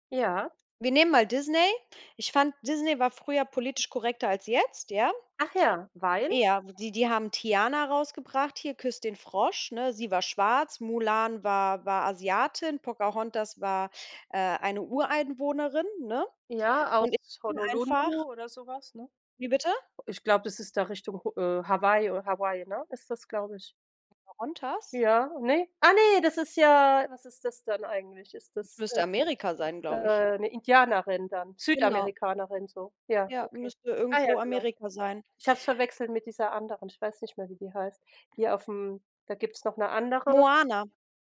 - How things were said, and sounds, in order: other background noise
- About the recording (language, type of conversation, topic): German, unstructured, Findest du, dass Filme heutzutage zu politisch korrekt sind?